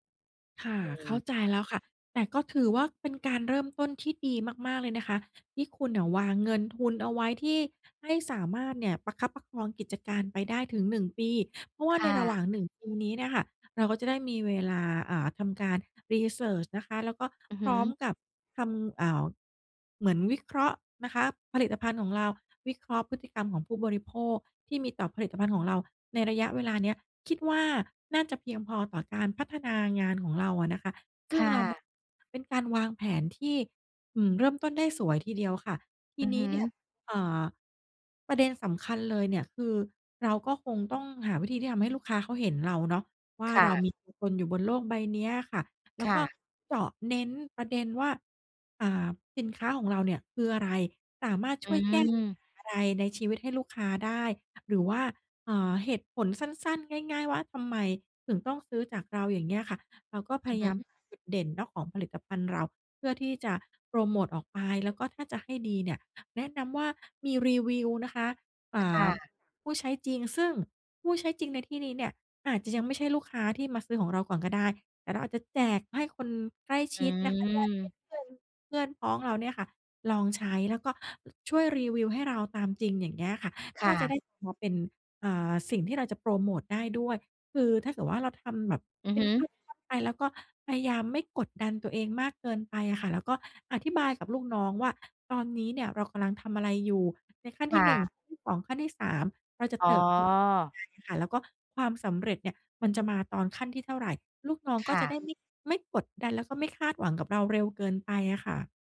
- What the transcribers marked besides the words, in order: in English: "รีเซิร์ช"; other background noise
- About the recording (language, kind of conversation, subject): Thai, advice, คุณรับมือกับความกดดันจากความคาดหวังของคนรอบข้างจนกลัวจะล้มเหลวอย่างไร?